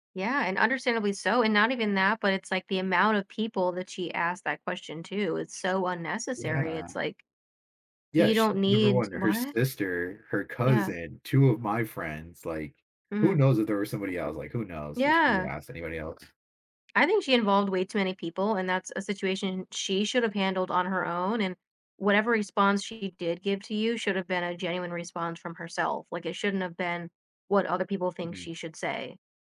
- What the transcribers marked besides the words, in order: tapping; other background noise
- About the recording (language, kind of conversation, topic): English, advice, How can I cope with romantic rejection after asking someone out?